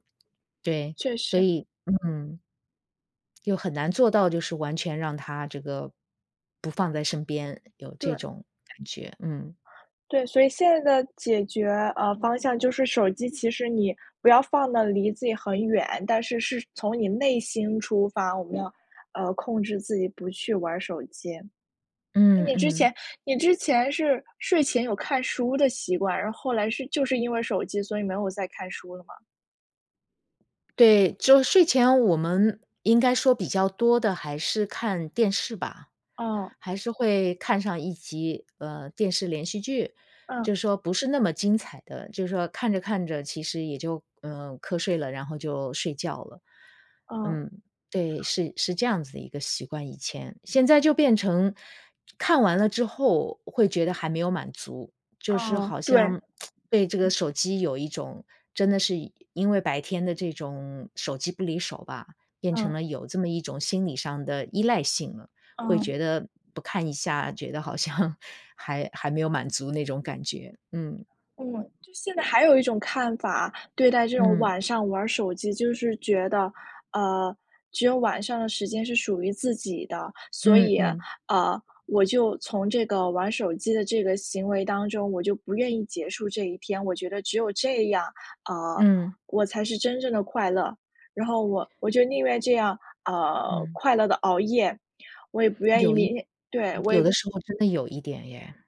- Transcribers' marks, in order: other background noise; tapping; tsk; laughing while speaking: "像"
- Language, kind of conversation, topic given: Chinese, advice, 你晚上刷手机导致睡眠不足的情况是怎样的？